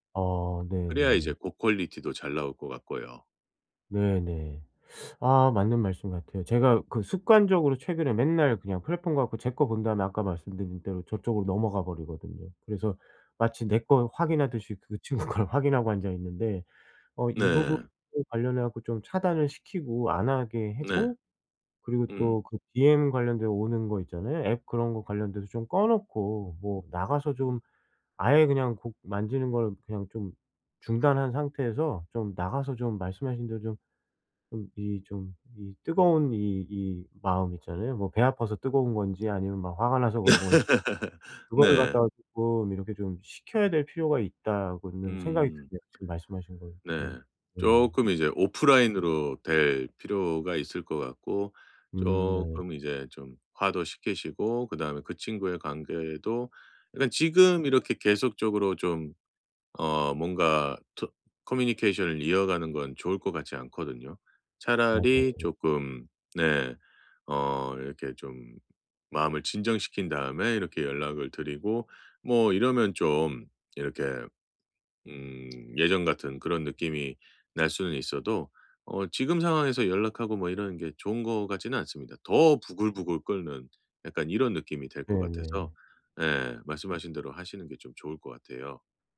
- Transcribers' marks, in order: in English: "퀄리티도"; laughing while speaking: "친구 걸"; tapping; other background noise; laugh
- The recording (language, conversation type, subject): Korean, advice, 친구의 성공을 보면 왜 자꾸 질투가 날까요?